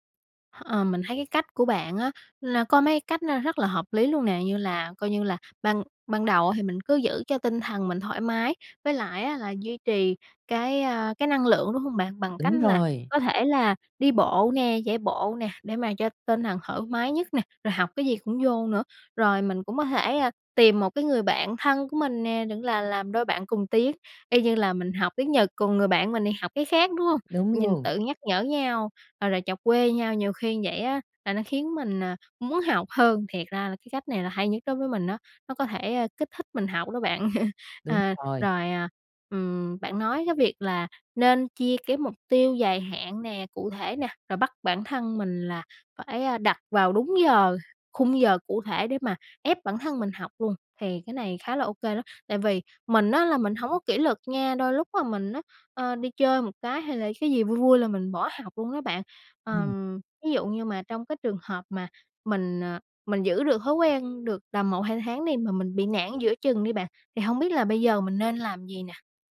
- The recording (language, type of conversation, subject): Vietnamese, advice, Vì sao bạn chưa hoàn thành mục tiêu dài hạn mà bạn đã đặt ra?
- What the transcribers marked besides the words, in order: other background noise; chuckle